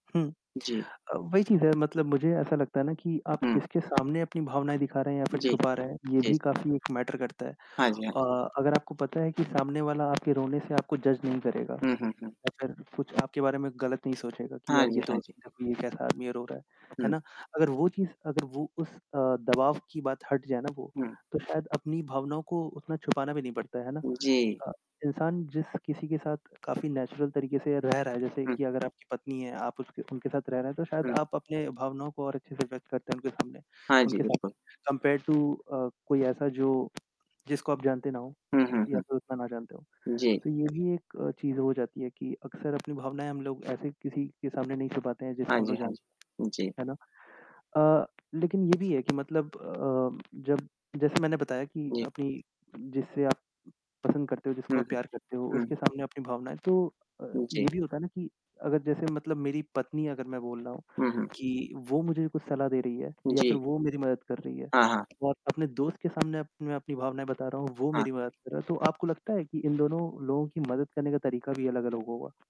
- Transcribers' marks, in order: static; distorted speech; in English: "मैटर"; in English: "जज"; in English: "नेचुरल"; in English: "कंपेयर्ड टू"
- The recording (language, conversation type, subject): Hindi, unstructured, किसी के दुख को देखकर आपकी क्या प्रतिक्रिया होती है?